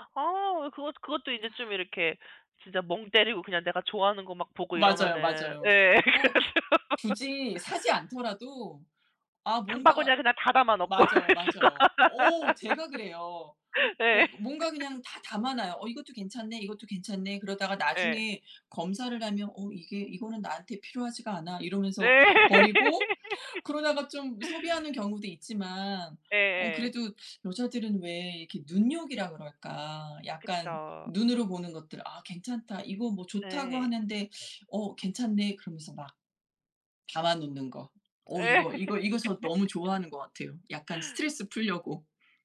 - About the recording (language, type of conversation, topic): Korean, unstructured, 정신 건강을 위해 가장 중요한 습관은 무엇인가요?
- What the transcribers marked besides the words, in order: laughing while speaking: "그래서"; laugh; other background noise; laughing while speaking: "놓고 있어"; laugh; laugh; laugh